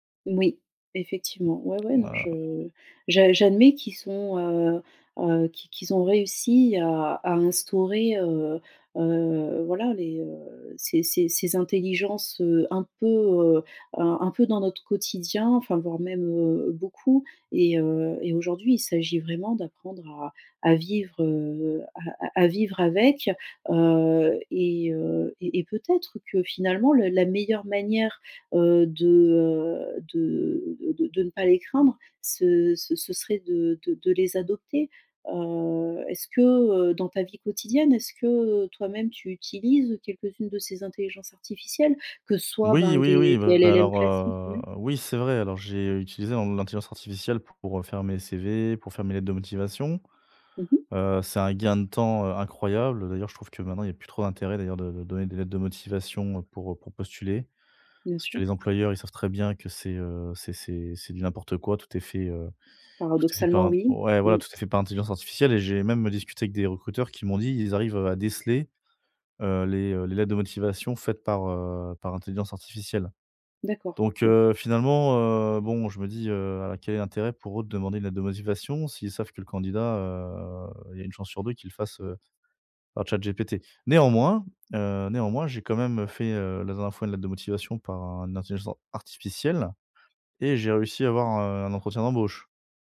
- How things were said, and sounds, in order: tapping; other background noise; drawn out: "heu"; "intelligence" said as "intelligent"
- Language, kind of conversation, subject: French, advice, Comment puis-je vivre avec ce sentiment d’insécurité face à l’inconnu ?